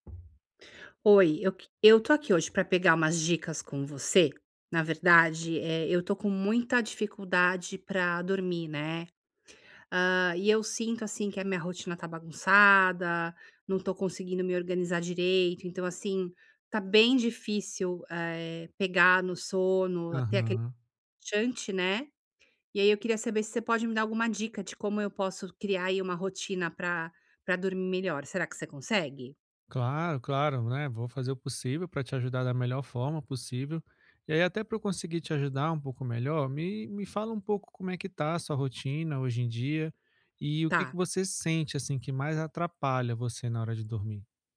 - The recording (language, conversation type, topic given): Portuguese, advice, Como posso estabelecer hábitos calmantes antes de dormir todas as noites?
- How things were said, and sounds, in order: tapping